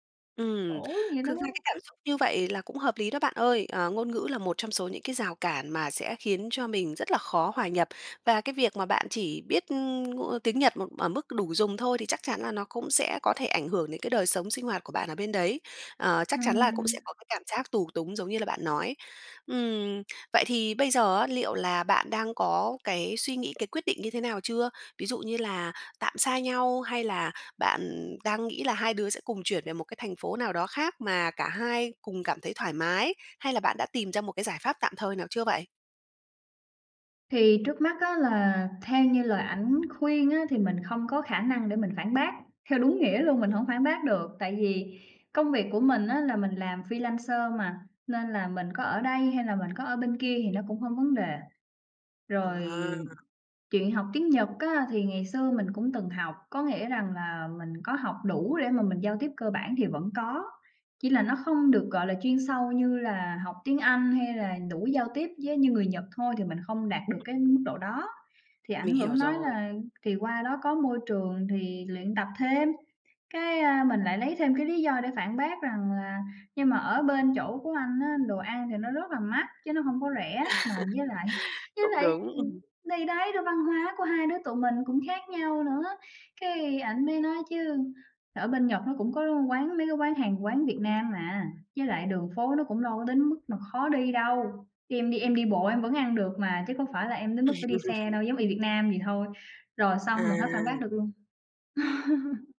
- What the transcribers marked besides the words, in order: tapping; other background noise; in English: "freelancer"; laugh; chuckle; laugh; laugh
- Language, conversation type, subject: Vietnamese, advice, Bạn nên làm gì khi vợ/chồng không muốn cùng chuyển chỗ ở và bạn cảm thấy căng thẳng vì phải lựa chọn?